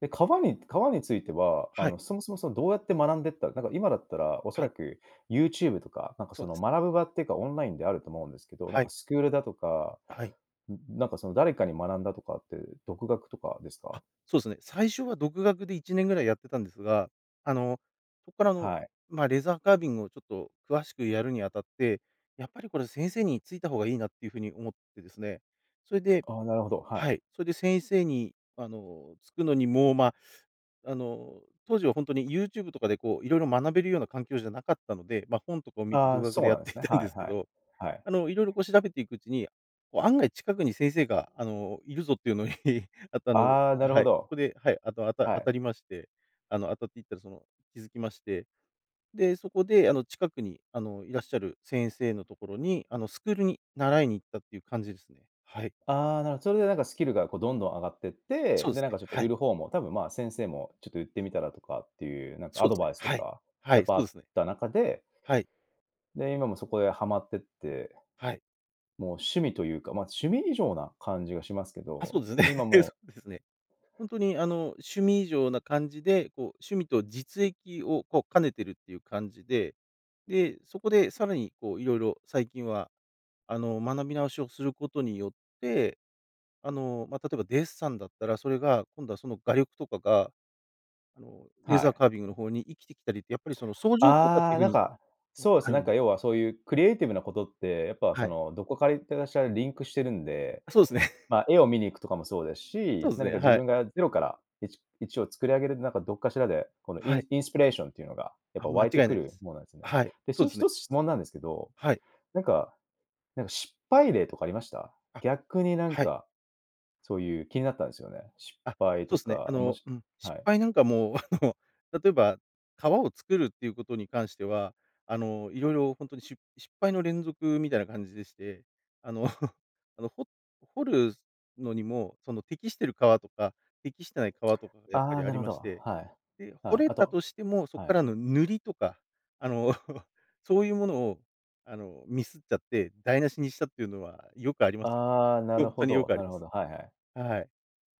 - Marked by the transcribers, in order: chuckle; other background noise; chuckle; laughing while speaking: "そうですね。そうですね"; "どっかしら" said as "どこかいってらっしゃる"; chuckle; chuckle; chuckle; chuckle
- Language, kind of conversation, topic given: Japanese, podcast, 最近、ワクワクした学びは何ですか？